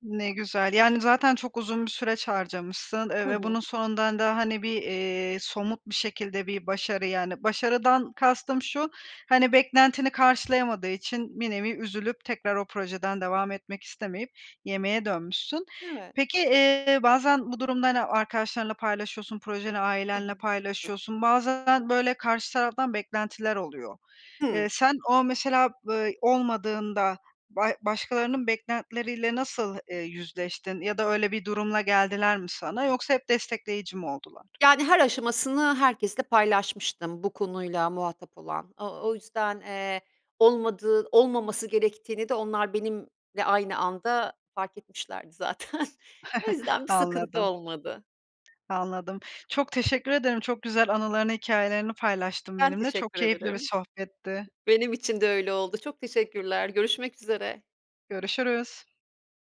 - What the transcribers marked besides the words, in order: other background noise; laughing while speaking: "zaten"; chuckle
- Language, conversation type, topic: Turkish, podcast, Pişmanlıklarını geleceğe yatırım yapmak için nasıl kullanırsın?
- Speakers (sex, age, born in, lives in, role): female, 30-34, Turkey, Spain, host; female, 50-54, Turkey, Italy, guest